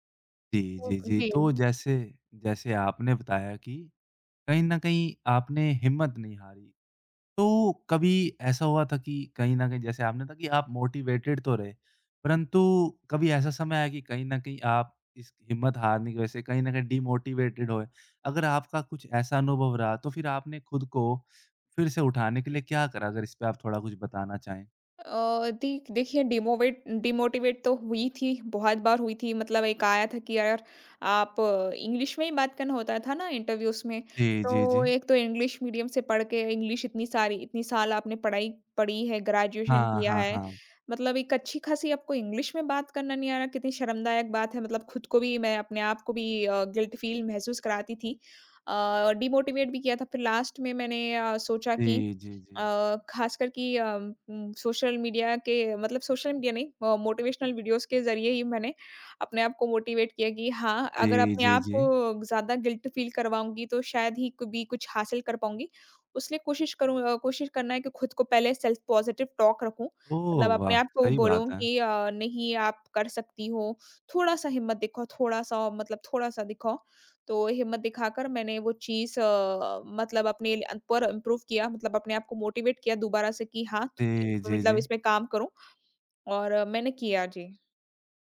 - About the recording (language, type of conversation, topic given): Hindi, podcast, क्या कभी किसी छोटी-सी हिम्मत ने आपको कोई बड़ा मौका दिलाया है?
- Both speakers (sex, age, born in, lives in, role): female, 25-29, India, India, guest; male, 20-24, India, India, host
- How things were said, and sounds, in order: in English: "मोटिवेटेड"; in English: "डीमोटिवेटेड"; in English: "डिमोवेट डिमोटिवेट"; in English: "इंग्लिश"; in English: "इंटरव्यूज़"; in English: "इंग्लिश मीडियम"; in English: "इंग्लिश"; in English: "इंग्लिश"; in English: "गिल्ट फ़ील"; in English: "डिमोटिवेट"; in English: "लास्ट"; in English: "मोटिवेशनल वीडियोज़"; in English: "मोटिवेट"; in English: "गिल्ट फ़ील"; in English: "सेल्फ पॉज़िटिव टॉक"; in English: "इम्प्रूव"; in English: "मोटिवेट"; unintelligible speech